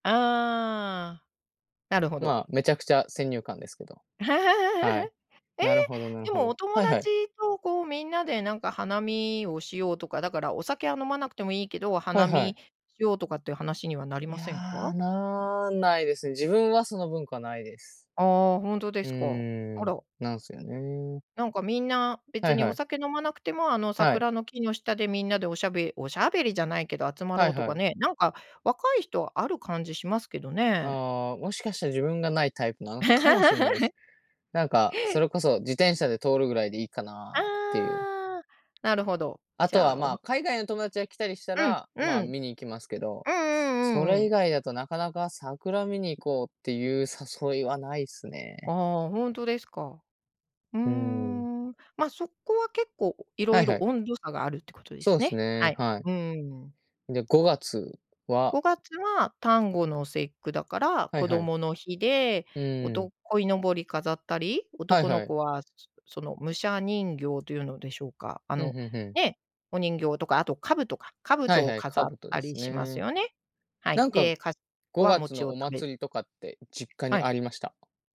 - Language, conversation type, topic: Japanese, unstructured, 日本の伝統行事で一番好きなものは何ですか？
- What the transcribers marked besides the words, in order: laugh; laugh; stressed: "かも"